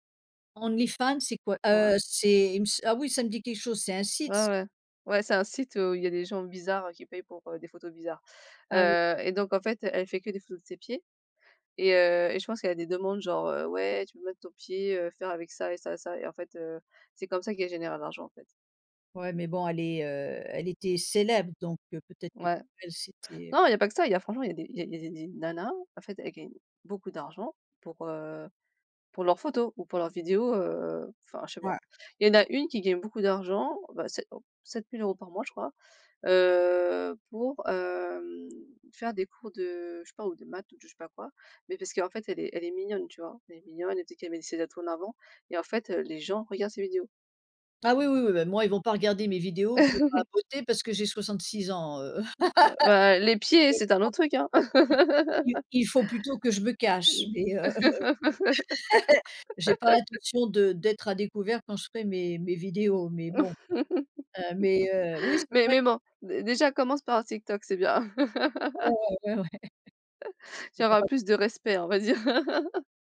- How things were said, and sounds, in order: drawn out: "heu"; chuckle; laugh; chuckle; laugh; chuckle; chuckle; laughing while speaking: "ouais, ouais"; chuckle; tapping; chuckle
- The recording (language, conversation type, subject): French, unstructured, Pourquoi certains artistes reçoivent-ils plus d’attention que d’autres ?